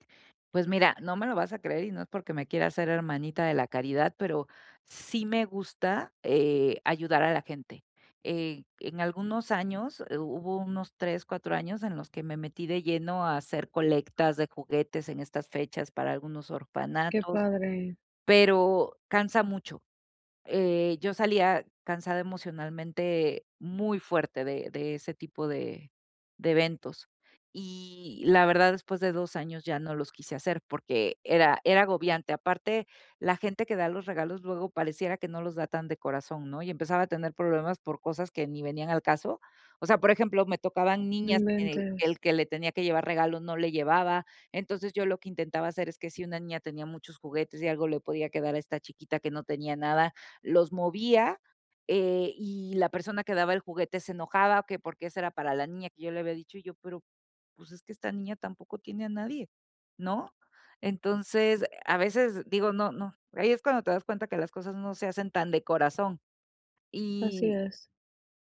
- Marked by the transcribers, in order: none
- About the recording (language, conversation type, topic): Spanish, advice, ¿Cómo puedo encontrar un propósito fuera del trabajo?